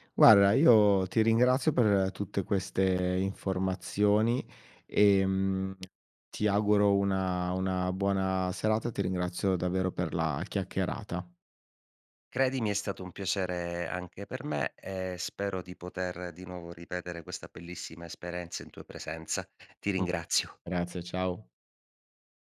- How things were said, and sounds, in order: "Guarda" said as "guara"; tapping; "esperienza" said as "esperenzia"
- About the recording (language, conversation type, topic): Italian, podcast, In che modo i cicli stagionali influenzano ciò che mangiamo?